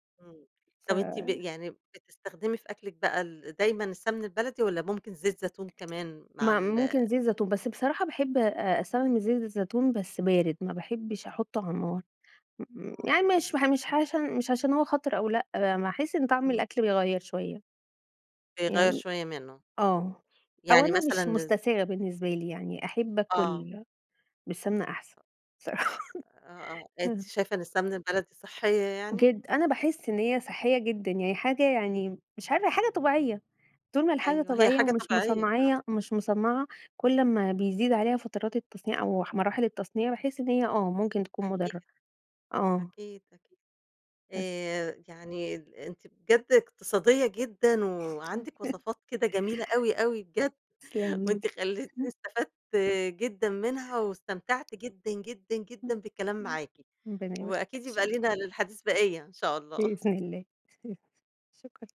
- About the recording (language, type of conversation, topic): Arabic, podcast, ازاي بتتعامل مع بواقي الأكل وتحوّلها لأكلة جديدة؟
- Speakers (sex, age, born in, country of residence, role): female, 35-39, Egypt, Egypt, guest; female, 65-69, Egypt, Egypt, host
- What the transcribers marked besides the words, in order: tapping; laughing while speaking: "صراحة"; other background noise; laughing while speaking: "تمام"; unintelligible speech; chuckle